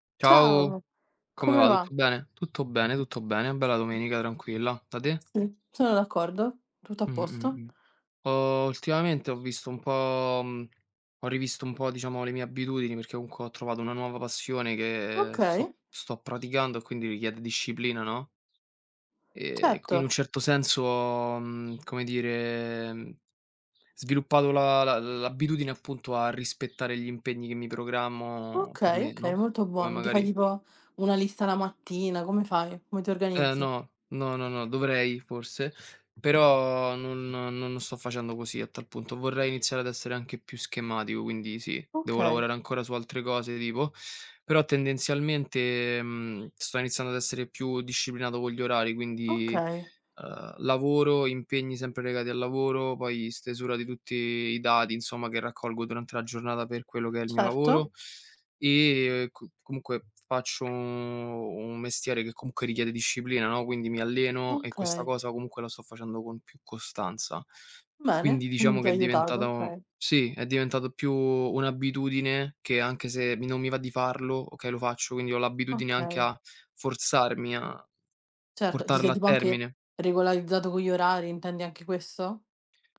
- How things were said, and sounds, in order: bird; tapping; other background noise; "Certo" said as "cetto"; fan; drawn out: "u"
- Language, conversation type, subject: Italian, unstructured, Qual è l’abitudine quotidiana che ti ha cambiato la vita?